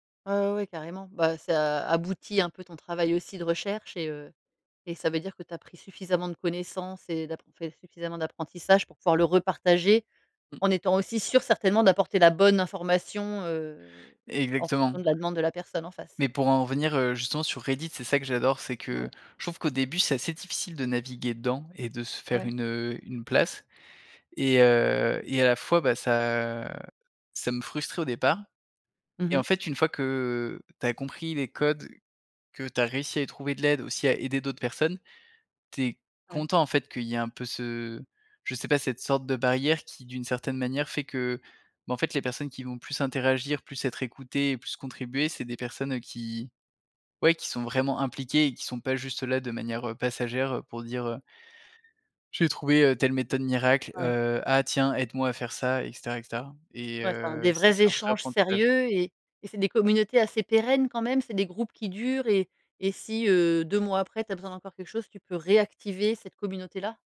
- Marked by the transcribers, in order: other background noise; stressed: "réactiver"
- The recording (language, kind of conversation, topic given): French, podcast, Comment trouver des communautés quand on apprend en solo ?